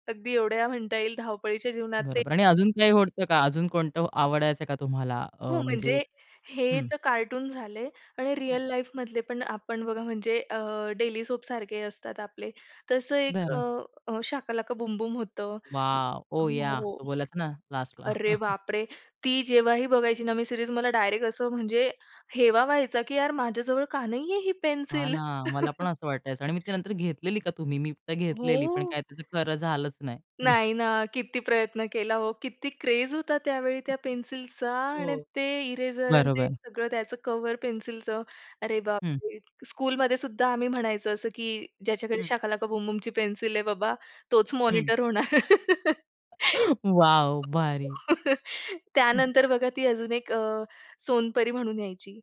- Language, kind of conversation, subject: Marathi, podcast, लहानपणीची आवडती दूरचित्रवाणी मालिका कोणती होती?
- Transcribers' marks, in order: other background noise; in English: "रिअल लाईफमधले"; in English: "डेली सोपसारखे"; in English: "ओह! याह"; other noise; surprised: "अरे बापरे!"; chuckle; in English: "सीरीज"; chuckle; chuckle; in English: "इरेजर"; unintelligible speech; joyful: "वॉव! भारी"; laughing while speaking: "होणार"; laugh